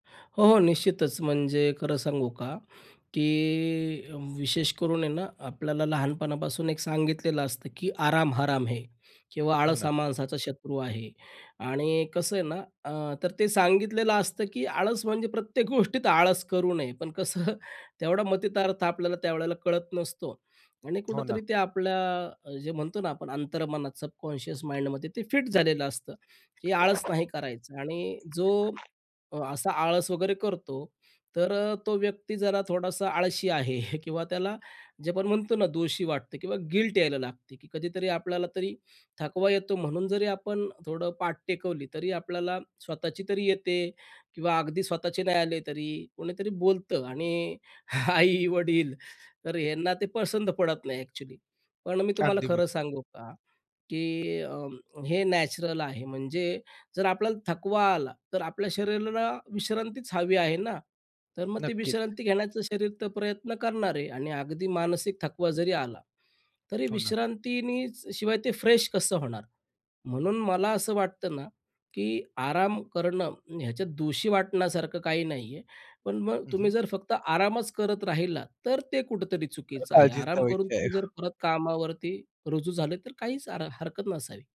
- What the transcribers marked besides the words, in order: laughing while speaking: "कसं"; tapping; in English: "माइंडमध्ये"; other noise; laughing while speaking: "आळशी आहे"; in English: "गिल्ट"; laughing while speaking: "आई-वडील"; in English: "फ्रेश"
- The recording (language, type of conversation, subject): Marathi, podcast, आराम करताना दोषी वाटू नये यासाठी तुम्ही काय करता?